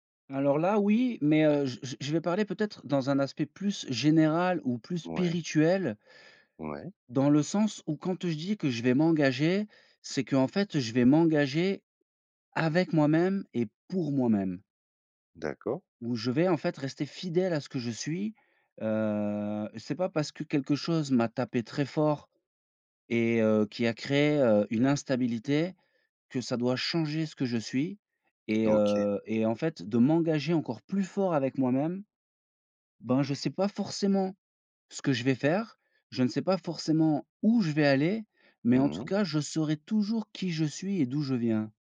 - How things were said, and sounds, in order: tapping
- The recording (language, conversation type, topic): French, podcast, Quand tu fais une erreur, comment gardes-tu confiance en toi ?